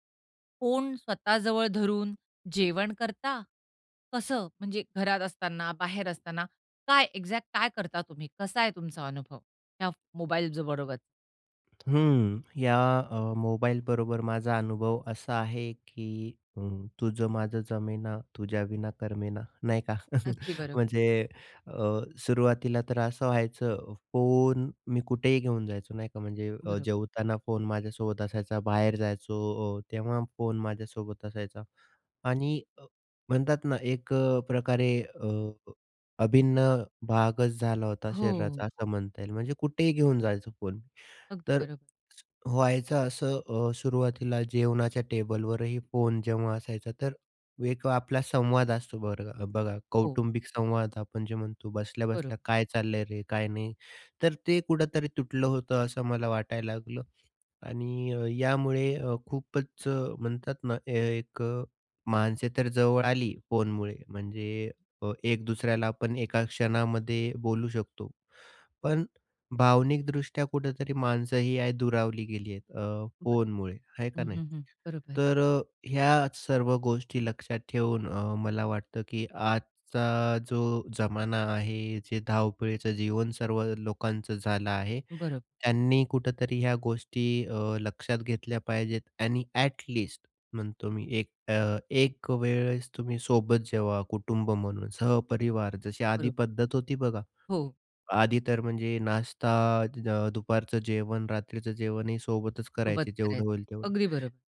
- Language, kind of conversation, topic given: Marathi, podcast, फोन बाजूला ठेवून जेवताना तुम्हाला कसं वाटतं?
- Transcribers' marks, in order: in English: "एक्झॅक्ट"; chuckle; in English: "ॲट लीस्ट"